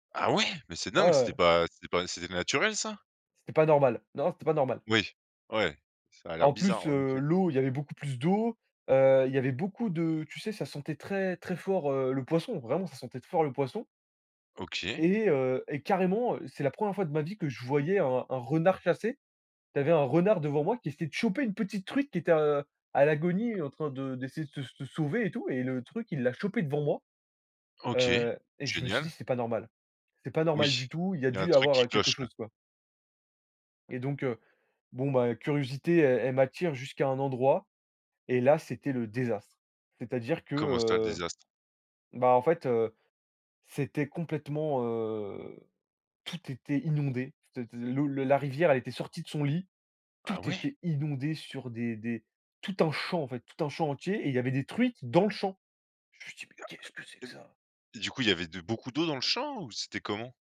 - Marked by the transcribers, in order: surprised: "Ah ouais ?!"; stressed: "carrément"; stressed: "champ"; stressed: "dans"
- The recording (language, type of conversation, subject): French, podcast, Raconte une fois où un local t'a aidé à retrouver ton chemin ?